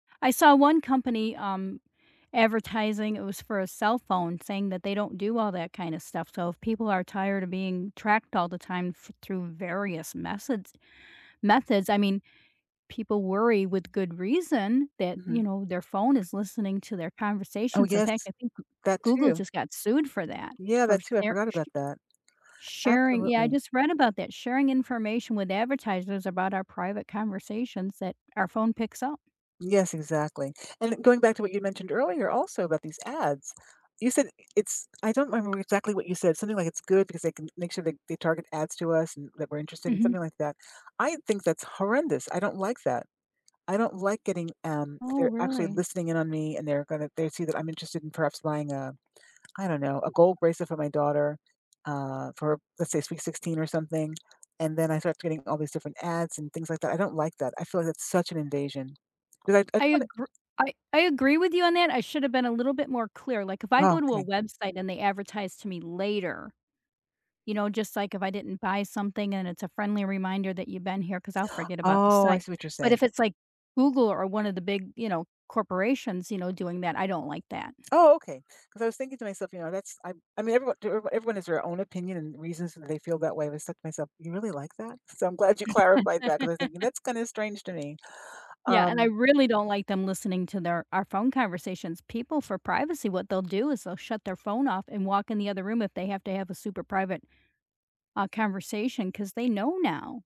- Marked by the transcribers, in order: tapping; other background noise; other noise; laugh
- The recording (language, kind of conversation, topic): English, unstructured, What is your biggest worry about online privacy?
- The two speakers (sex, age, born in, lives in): female, 60-64, United States, United States; female, 65-69, United States, United States